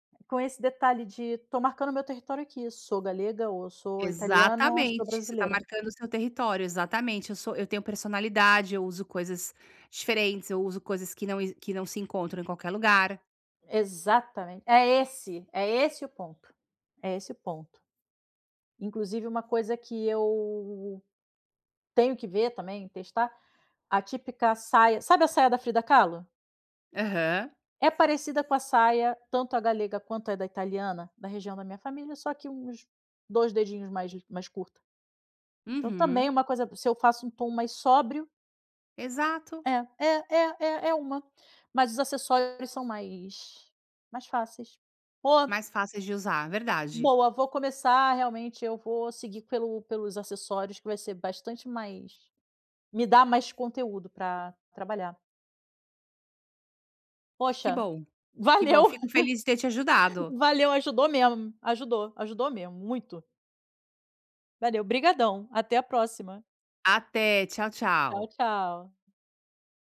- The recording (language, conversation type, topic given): Portuguese, advice, Como posso descobrir um estilo pessoal autêntico que seja realmente meu?
- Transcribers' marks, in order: tapping; laughing while speaking: "valeu!"; laugh